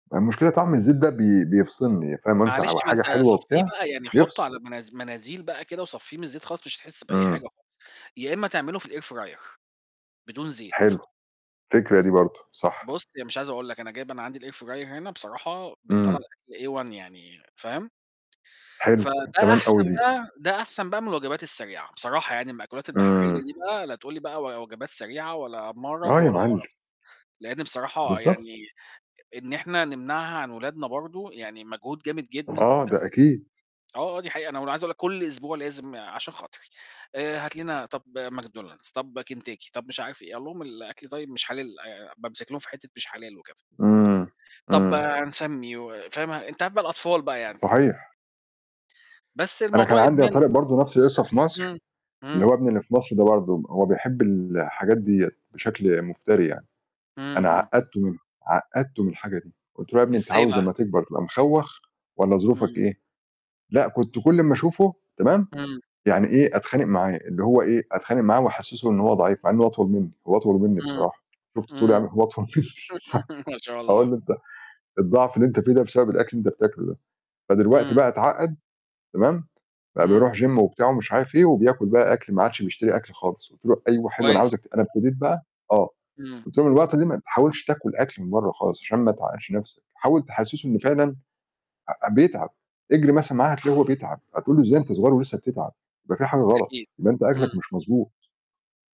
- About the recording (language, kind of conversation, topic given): Arabic, unstructured, إنت مع ولا ضد منع بيع الأكل السريع في المدارس؟
- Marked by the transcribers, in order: in English: "الair fryer"; in English: "الair fryer"; in English: "A one"; static; unintelligible speech; tapping; other background noise; tsk; laughing while speaking: "أطول مني س"; laugh; in English: "Gym"